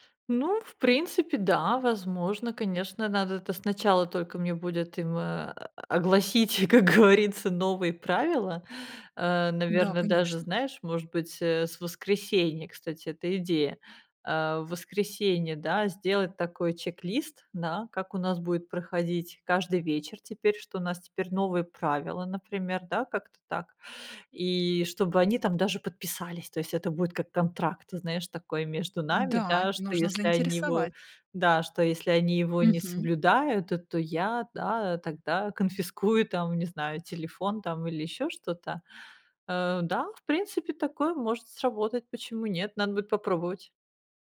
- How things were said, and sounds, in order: laughing while speaking: "как говорится"
- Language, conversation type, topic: Russian, advice, Как мне наладить вечернюю расслабляющую рутину, если это даётся с трудом?